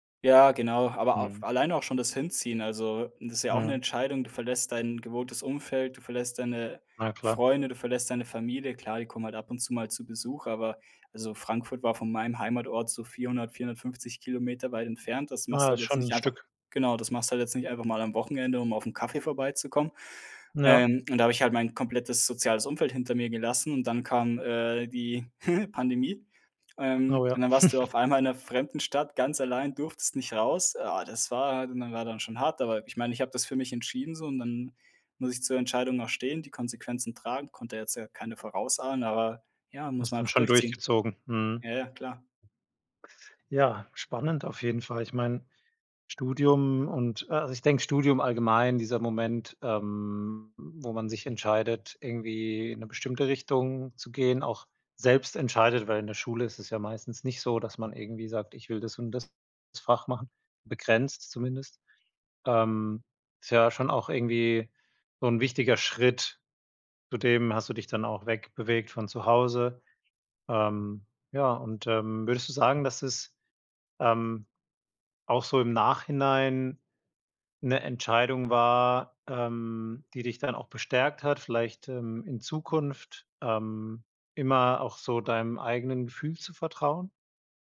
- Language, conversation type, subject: German, podcast, Wann hast du zum ersten Mal wirklich eine Entscheidung für dich selbst getroffen?
- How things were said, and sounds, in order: other background noise; chuckle